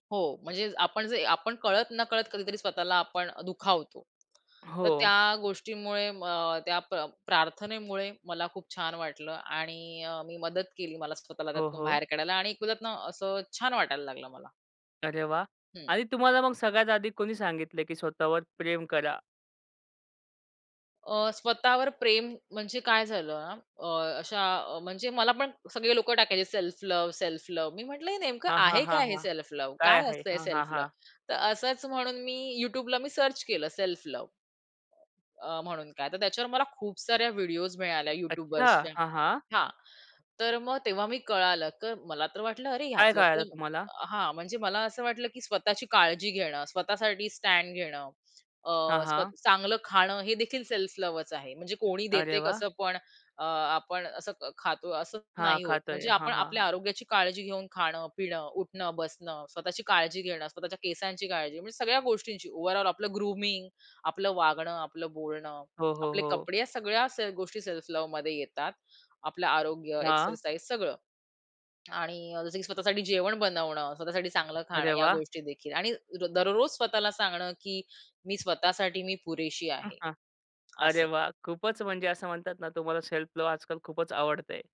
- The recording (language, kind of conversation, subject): Marathi, podcast, स्वतःवर प्रेम करायला तुम्ही कसे शिकलात?
- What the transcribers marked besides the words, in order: other background noise; tapping; in English: "सर्च"; in English: "ओव्हरऑल"; in English: "ग्रूमिंग"; laughing while speaking: "हां, हां"